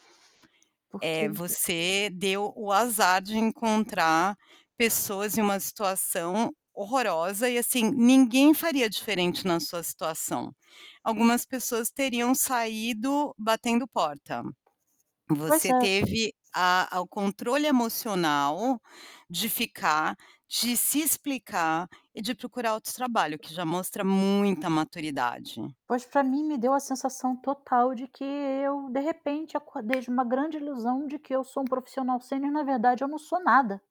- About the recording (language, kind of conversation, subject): Portuguese, advice, Como você descreve a insegurança que sente após um fracasso profissional recente?
- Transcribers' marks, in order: static; tapping